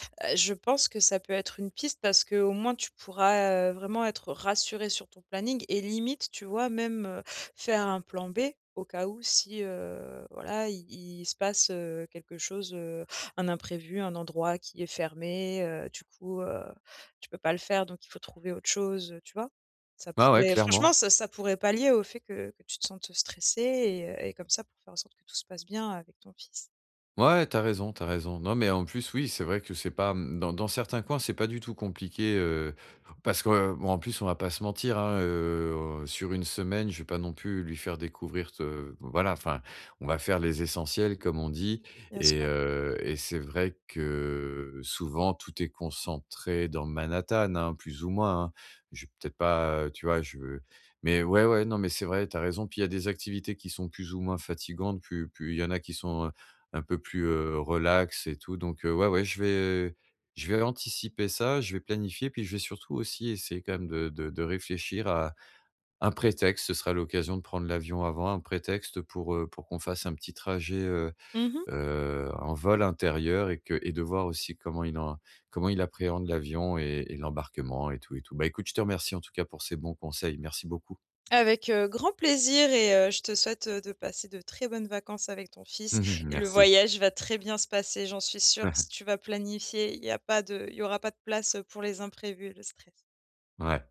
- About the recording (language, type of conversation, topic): French, advice, Comment gérer le stress quand mes voyages tournent mal ?
- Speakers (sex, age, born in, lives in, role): female, 30-34, France, France, advisor; male, 45-49, France, France, user
- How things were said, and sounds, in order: drawn out: "heu"; stressed: "franchement"; chuckle